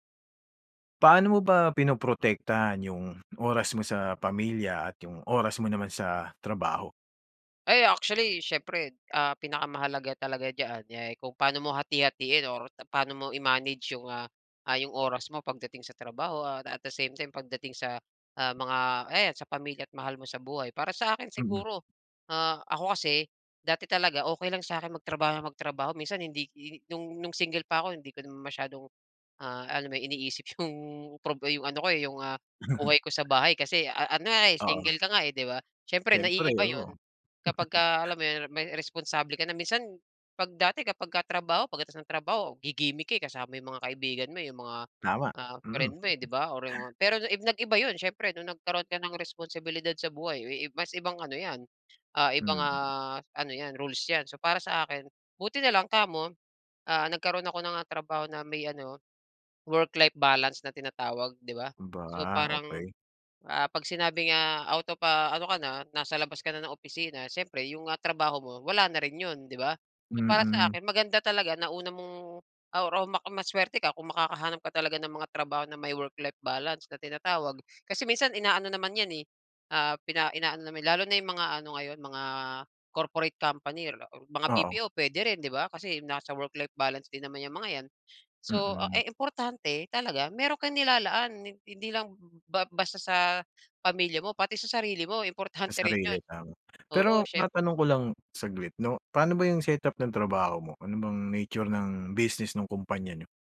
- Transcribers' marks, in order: laughing while speaking: "'yong"; laugh; laugh; chuckle; laughing while speaking: "importante"
- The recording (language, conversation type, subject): Filipino, podcast, Paano mo pinangangalagaan ang oras para sa pamilya at sa trabaho?
- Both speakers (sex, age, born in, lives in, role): male, 35-39, Philippines, Philippines, guest; male, 45-49, Philippines, Philippines, host